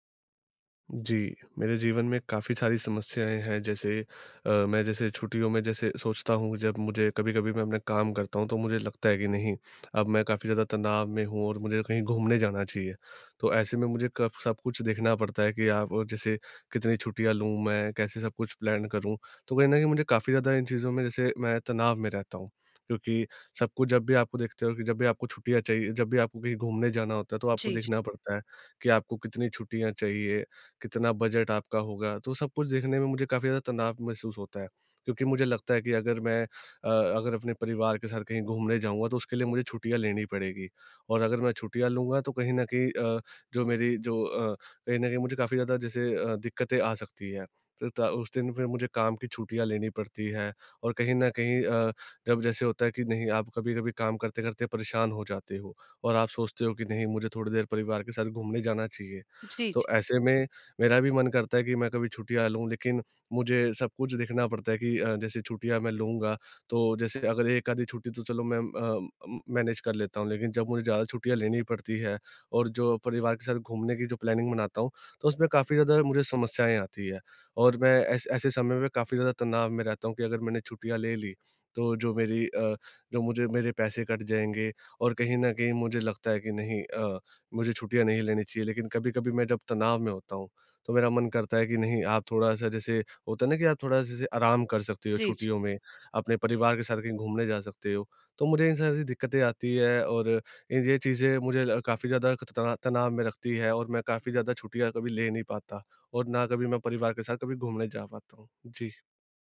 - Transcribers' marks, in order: in English: "प्लान"; in English: "मैनेज"; in English: "प्लानिंग"
- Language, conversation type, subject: Hindi, advice, मैं छुट्टियों में यात्रा की योजना बनाते समय तनाव कैसे कम करूँ?